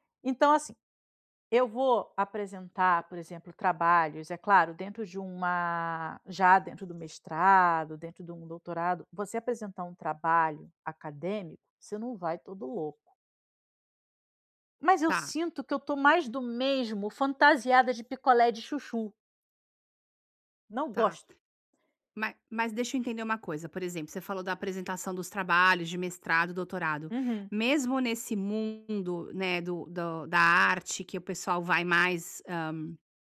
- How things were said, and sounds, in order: tapping
- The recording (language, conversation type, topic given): Portuguese, advice, Como posso descobrir um estilo pessoal autêntico que seja realmente meu?